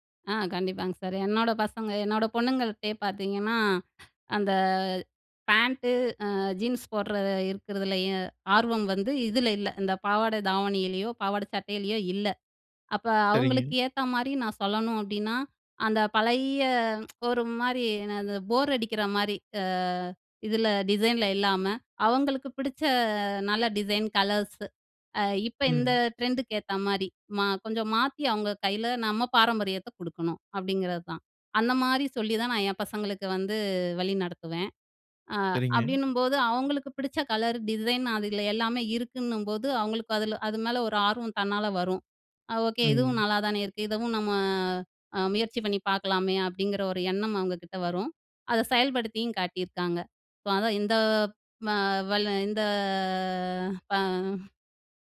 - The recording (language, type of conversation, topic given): Tamil, podcast, பாரம்பரியத்தை காப்பாற்றி புதியதை ஏற்கும் சமநிலையை எப்படிச் சீராகப் பேணலாம்?
- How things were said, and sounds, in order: drawn out: "அந்த"; other background noise; drawn out: "பழைய"; in English: "டிசைன், கலர்ஸு"; in English: "ட்ரெண்டுக்கு"; drawn out: "வந்து"; in English: "கலர் டிசைன்"; drawn out: "நம்ம"; drawn out: "இந்த"